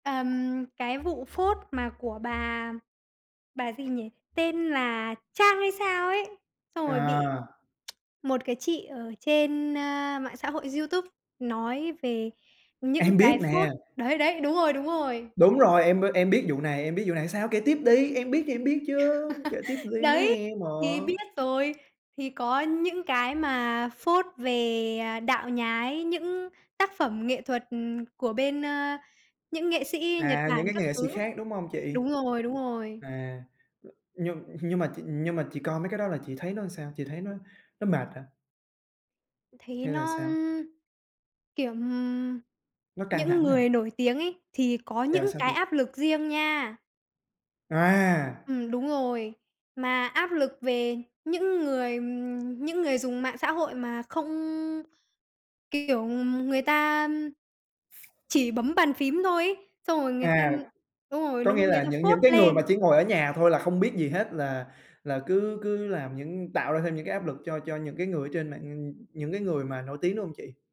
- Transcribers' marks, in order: other background noise; tapping; chuckle
- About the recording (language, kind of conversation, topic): Vietnamese, unstructured, Mạng xã hội có làm cuộc sống của bạn trở nên căng thẳng hơn không?